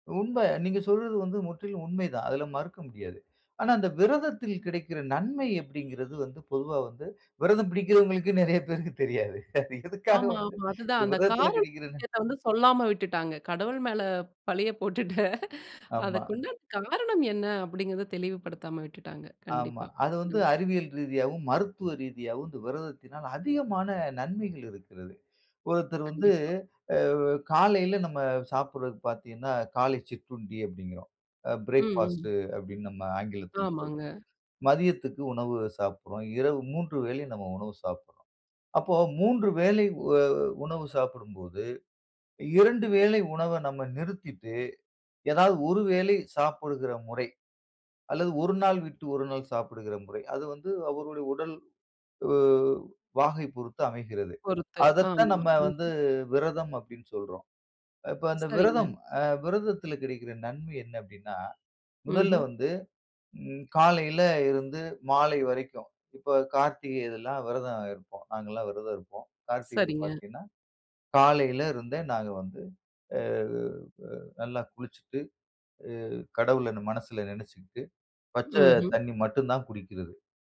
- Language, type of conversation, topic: Tamil, podcast, விரதம் முடித்த பிறகு சாப்பிடும் முறையைப் பற்றி பேசுவீர்களா?
- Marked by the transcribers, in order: other noise; other background noise; laughing while speaking: "விரதம் பிடிக்கிறவங்களுக்கு நெறைய பேருக்கு தெரியாது"; laugh; chuckle